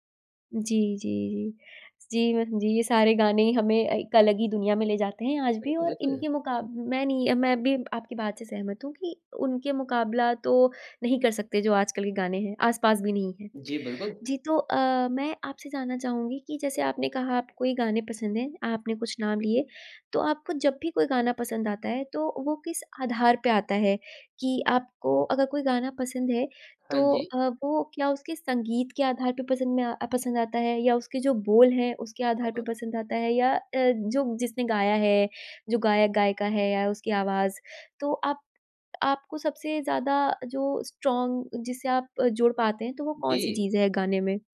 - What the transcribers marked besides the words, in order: unintelligible speech; in English: "स्ट्रॉंग"
- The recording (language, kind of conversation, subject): Hindi, podcast, कौन-सा गाना आपको किसी की याद दिलाता है?